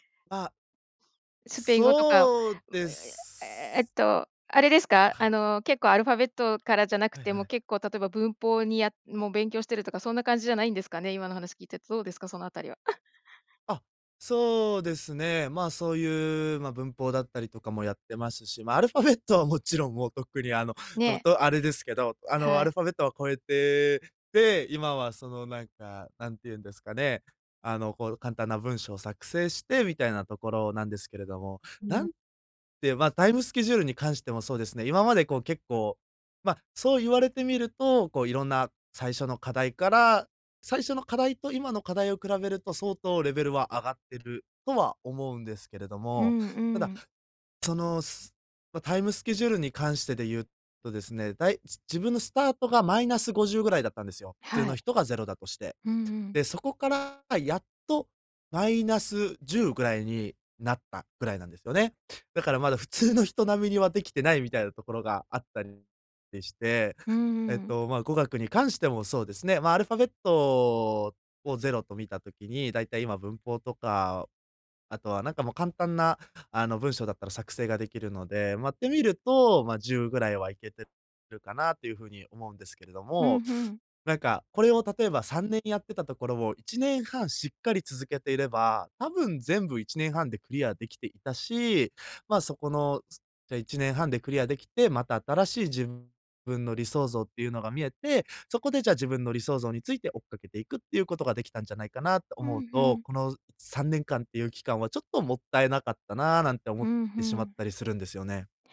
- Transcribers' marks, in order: giggle
- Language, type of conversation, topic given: Japanese, advice, 理想の自分と今の習慣にズレがあって続けられないとき、どうすればいいですか？